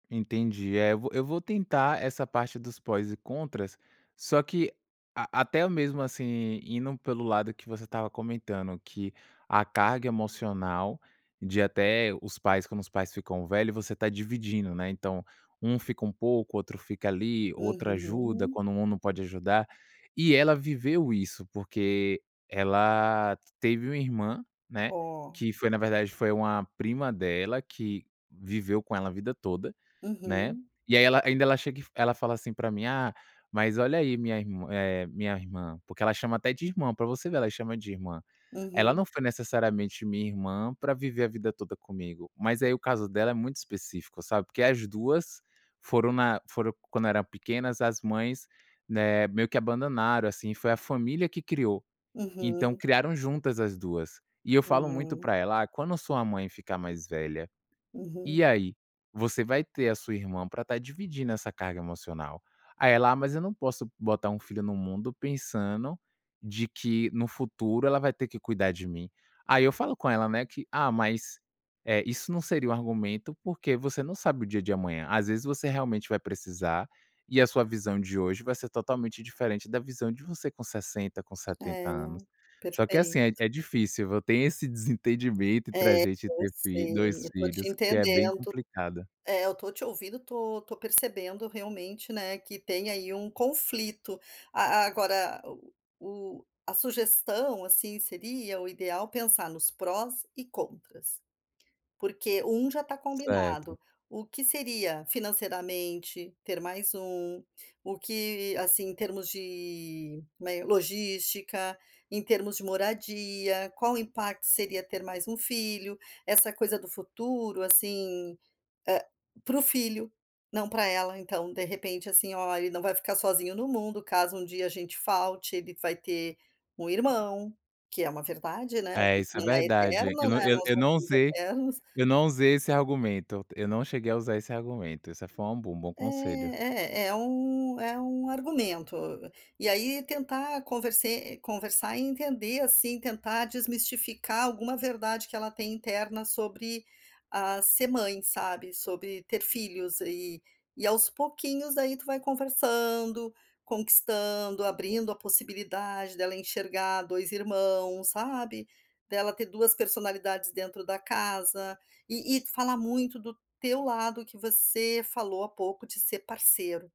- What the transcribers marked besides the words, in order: tapping
- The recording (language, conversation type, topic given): Portuguese, advice, Como lidar com desentendimentos sobre ter filhos ou morar juntos?